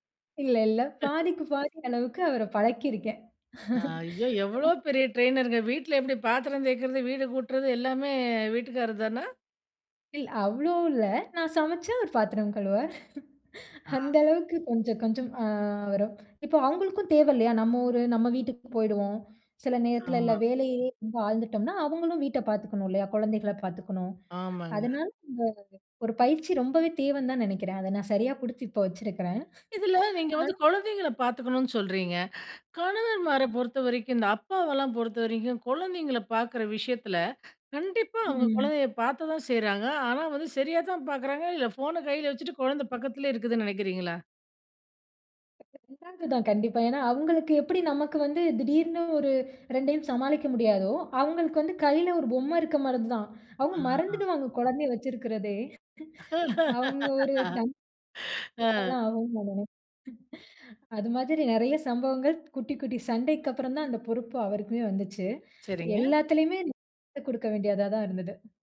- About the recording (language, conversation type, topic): Tamil, podcast, வேலைக்கும் வீட்டுக்கும் இடையிலான எல்லையை நீங்கள் எப்படிப் பராமரிக்கிறீர்கள்?
- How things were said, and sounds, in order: other noise; in English: "ட்ரெயினருங்க"; chuckle; unintelligible speech; tapping; laughing while speaking: "அந்த அளவுக்கு"; "புகுத்தி" said as "புடுத்தி"; unintelligible speech; drawn out: "ஆ"; "இருக்கமாறிதான்" said as "இருக்கிறதுமாரிதான்"; laugh; other background noise; chuckle; unintelligible speech; chuckle; unintelligible speech